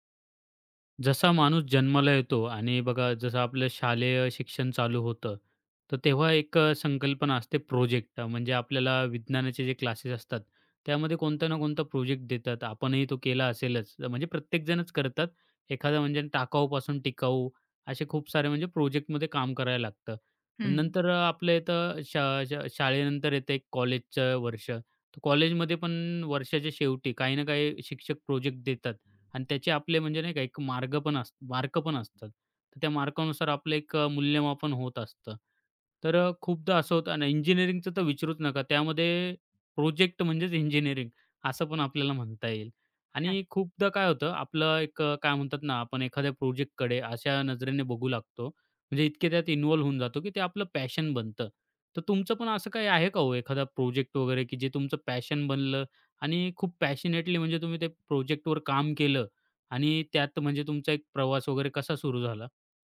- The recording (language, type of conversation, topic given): Marathi, podcast, तुझा पॅशन प्रोजेक्ट कसा सुरू झाला?
- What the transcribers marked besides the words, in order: other background noise; "विचारूच" said as "विचरूच"; in English: "पॅशन"; in English: "पॅशन"; in English: "पॅशनेटली"